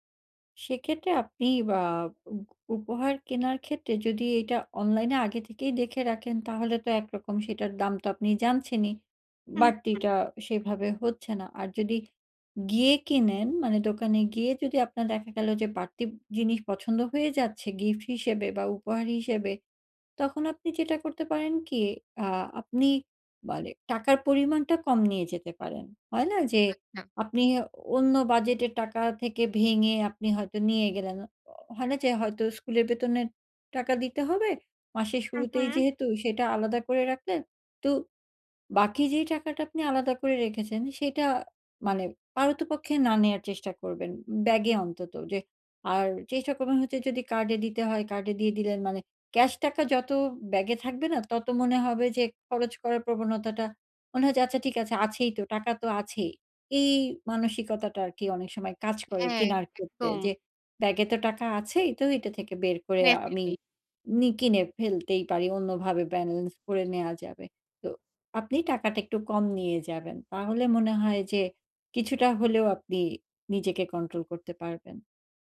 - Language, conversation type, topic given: Bengali, advice, বাজেট সীমায় মানসম্মত কেনাকাটা
- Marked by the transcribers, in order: tapping